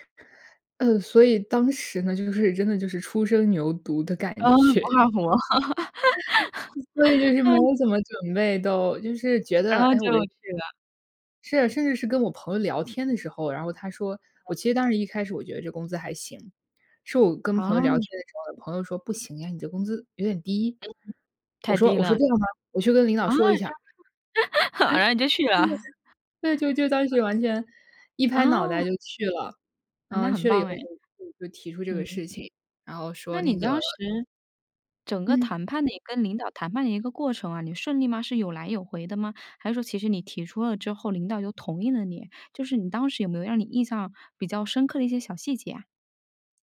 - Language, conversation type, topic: Chinese, podcast, 你是怎么争取加薪或更好的薪酬待遇的？
- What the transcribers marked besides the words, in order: other background noise; laughing while speaking: "觉"; chuckle; laugh; tapping; laugh